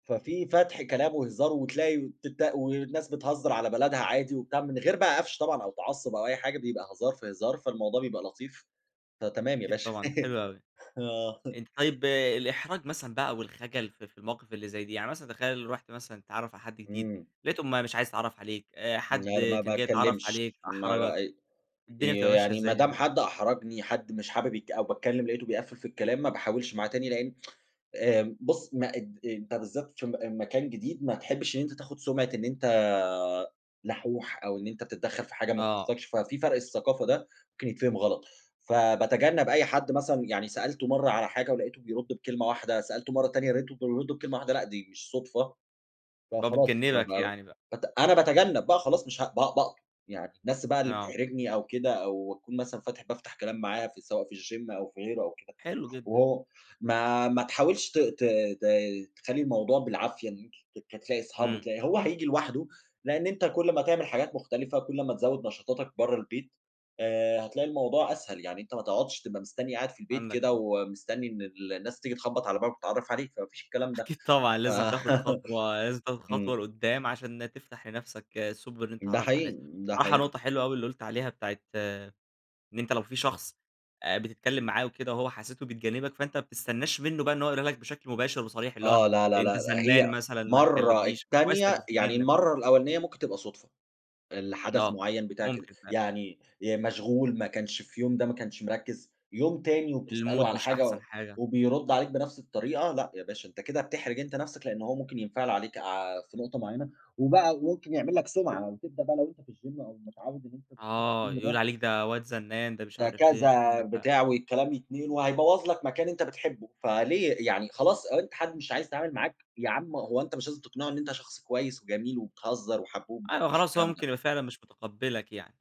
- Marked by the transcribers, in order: laugh; laughing while speaking: "آه"; tsk; in English: "الgym"; laughing while speaking: "أكيد طبعًا"; laugh; in English: "المود"; in English: "الgym"; in English: "الgym"
- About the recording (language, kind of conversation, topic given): Arabic, podcast, إزاي بتكوّن صحاب جداد لما بتنتقل لمدينة جديدة؟